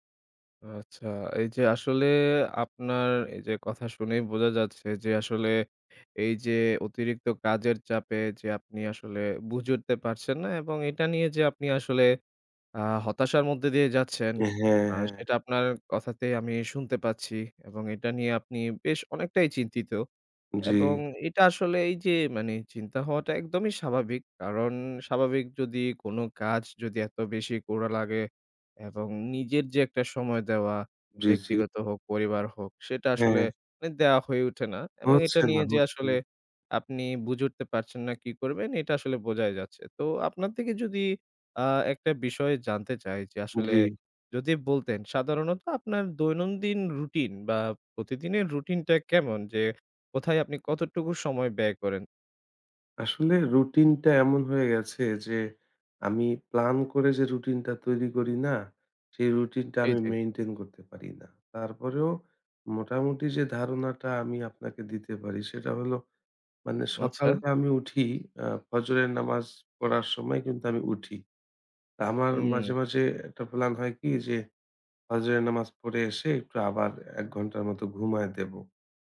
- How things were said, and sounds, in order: tapping; other background noise
- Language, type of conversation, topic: Bengali, advice, কাজ ও ব্যক্তিগত জীবনের ভারসাম্য রাখতে আপনার সময় ব্যবস্থাপনায় কী কী অনিয়ম হয়?